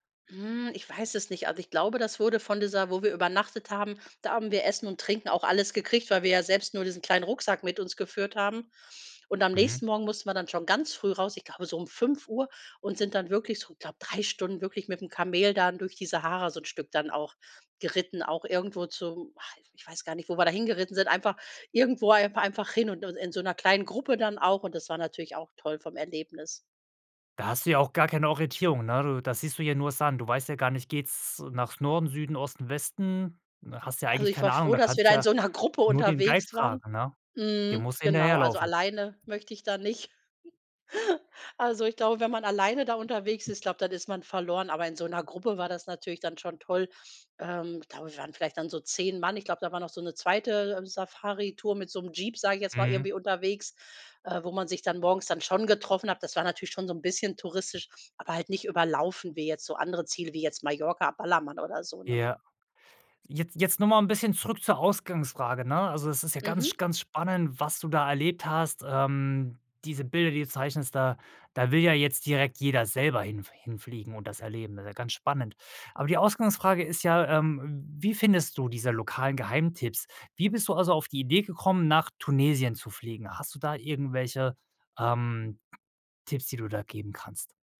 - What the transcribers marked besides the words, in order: stressed: "ganz"; laughing while speaking: "so 'ner Gruppe"; giggle
- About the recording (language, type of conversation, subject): German, podcast, Wie findest du lokale Geheimtipps, statt nur die typischen Touristenorte abzuklappern?